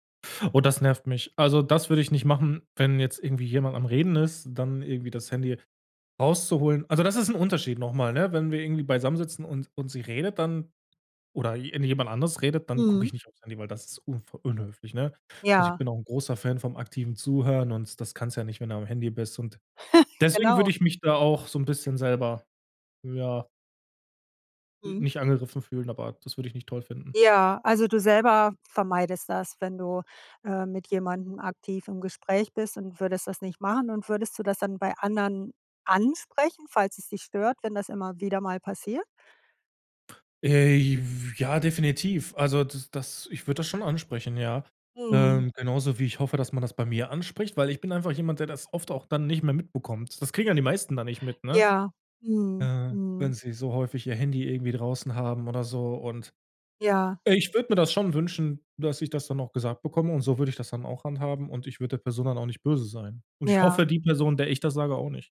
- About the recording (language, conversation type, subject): German, podcast, Wie beeinflusst dein Handy deine Beziehungen im Alltag?
- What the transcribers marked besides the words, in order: laugh; other background noise